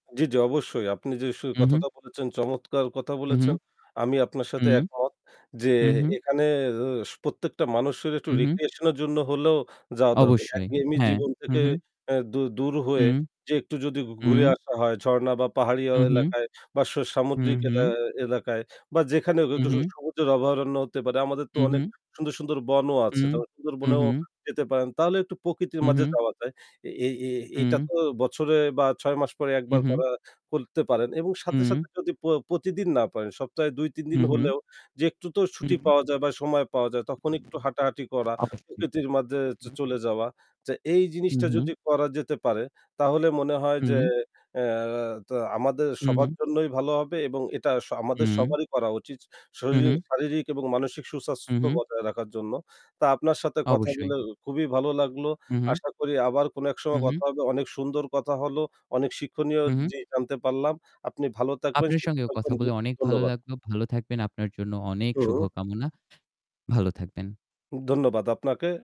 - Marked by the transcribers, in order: static; tapping; in English: "recreation"; distorted speech; "প্রকৃতির" said as "পকিতির"; mechanical hum; "ছুটি" said as "সুটি"
- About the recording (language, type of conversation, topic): Bengali, unstructured, প্রতিদিন প্রকৃতির মাঝে একটু হাঁটলে আপনার জীবনে কী পরিবর্তন আসে?